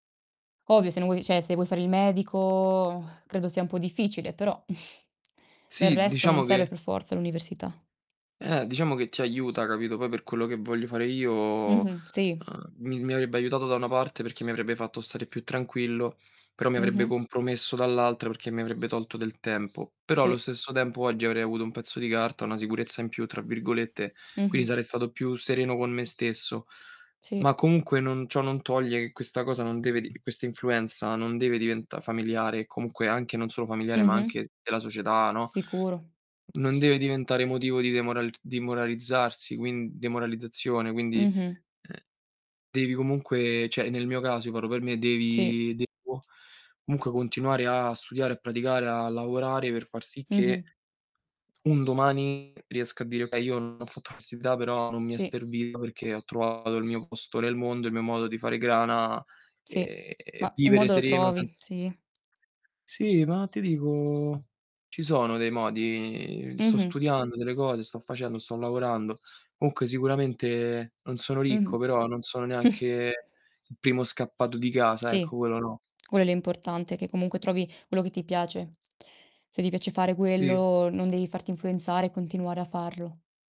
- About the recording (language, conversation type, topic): Italian, unstructured, In che modo la tua famiglia influenza le tue scelte?
- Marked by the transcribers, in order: distorted speech; "cioè" said as "ceh"; chuckle; bird; static; "demoralizzarsi" said as "dimoralizzarsi"; tapping; "cioè" said as "ceh"; other background noise; chuckle